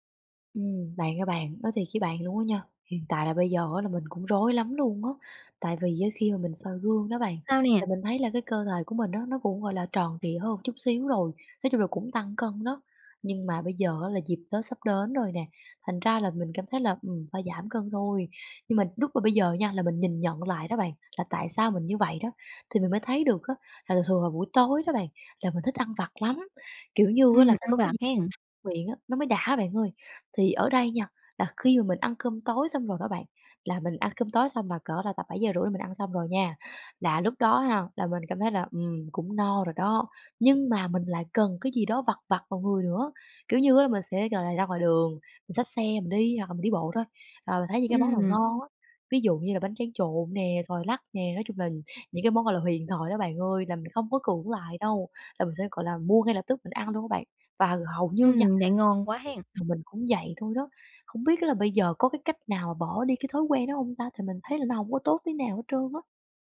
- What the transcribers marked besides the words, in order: tapping
- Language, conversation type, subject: Vietnamese, advice, Vì sao bạn khó bỏ thói quen ăn vặt vào buổi tối?